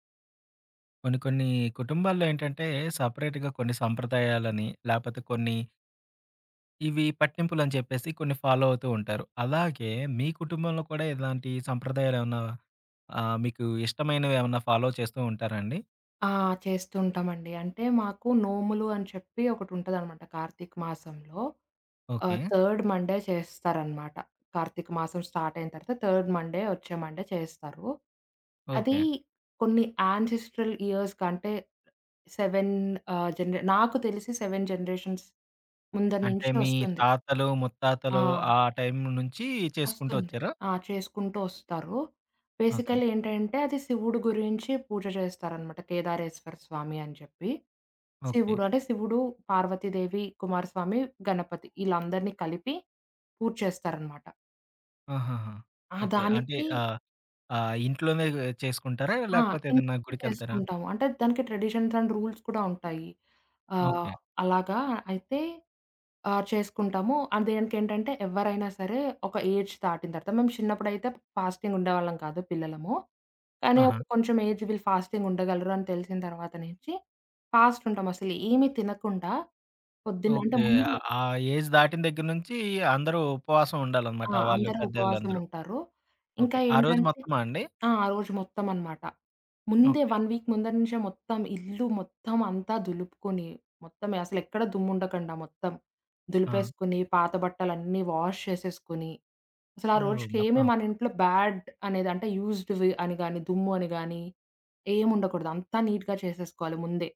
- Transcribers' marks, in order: in English: "సెపరేట్‌గా"; in English: "ఫాలో"; other background noise; in English: "ఫాలో"; in English: "థర్డ్ మండే"; in English: "థర్డ్ మండే"; in English: "మండే"; in English: "యాన్సెస్టరల్ ఇయర్స్"; in English: "సెవెన్"; in English: "సెవెన్ జనరేషన్స్"; in English: "బేసికల్లీ"; in English: "ట్రెడిషన్స్ అండ్ రూల్స్"; in English: "అండ్"; in English: "ఏజ్"; in English: "ఫాస్టింగ్"; in English: "ఏజ్"; in English: "ఫాస్టింగ్"; in English: "ఫాస్ట్"; in English: "ఏజ్"; in English: "వన్ వీక్"; in English: "వాష్"; in English: "బ్యాడ్"; in English: "యూజ్డ్‌వి"; in English: "నీట్‌గా"
- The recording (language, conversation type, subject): Telugu, podcast, మీ కుటుంబ సంప్రదాయాల్లో మీకు అత్యంత ఇష్టమైన సంప్రదాయం ఏది?